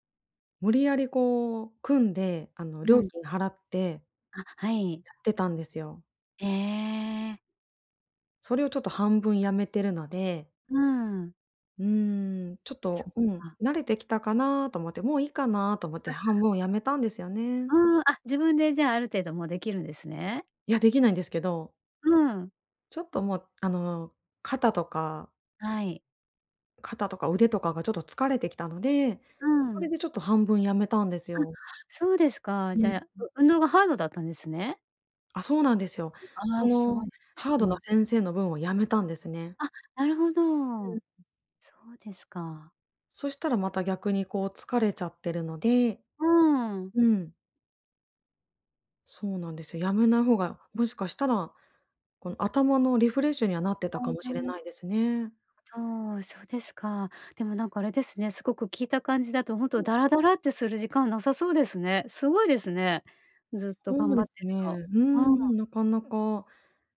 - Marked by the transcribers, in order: other background noise; unintelligible speech
- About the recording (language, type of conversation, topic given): Japanese, advice, どうすればエネルギーとやる気を取り戻せますか？